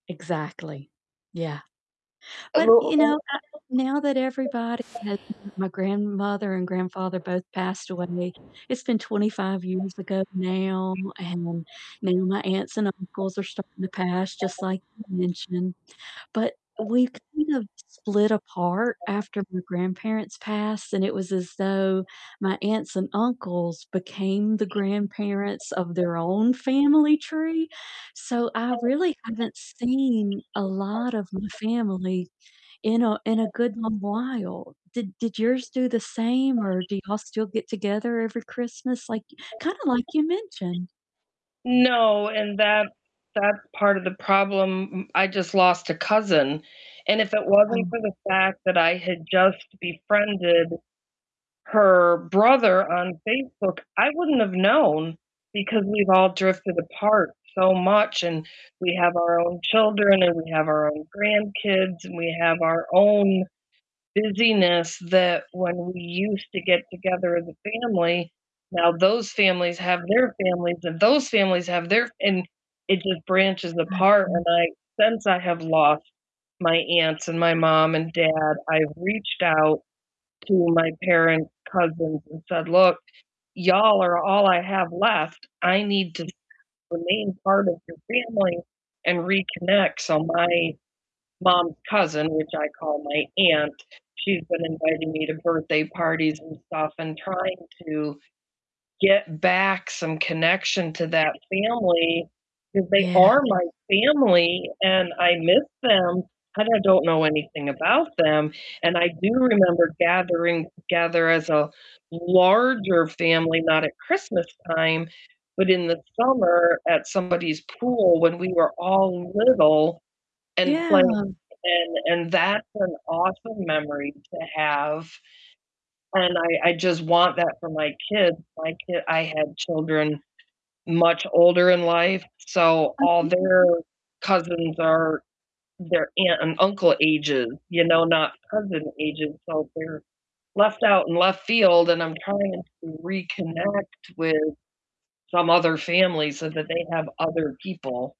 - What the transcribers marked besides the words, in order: other background noise; unintelligible speech; background speech; static; distorted speech
- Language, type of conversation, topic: English, unstructured, What is a childhood memory that always makes you smile?
- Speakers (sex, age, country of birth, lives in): female, 45-49, United States, United States; female, 55-59, United States, United States